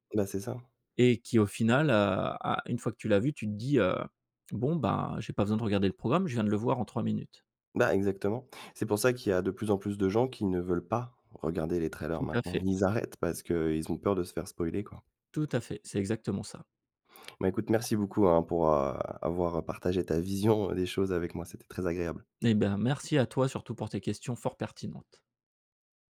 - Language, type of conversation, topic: French, podcast, Pourquoi les spoilers gâchent-ils tant les séries ?
- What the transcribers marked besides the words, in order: stressed: "pas"; in English: "trailers"; stressed: "vision"